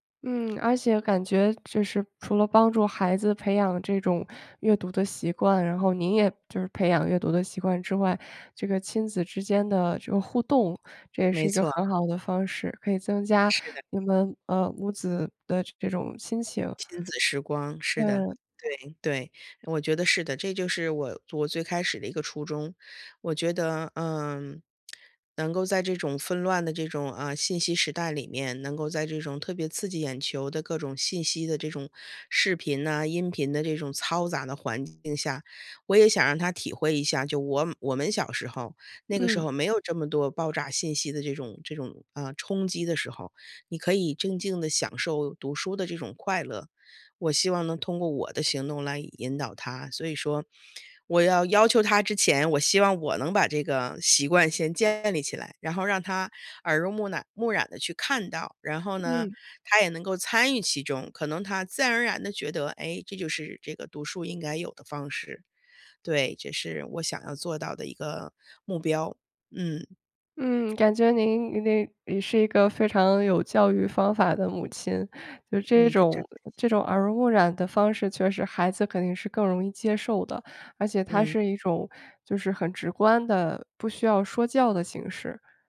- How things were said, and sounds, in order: other background noise
- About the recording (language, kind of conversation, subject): Chinese, advice, 我努力培养好习惯，但总是坚持不久，该怎么办？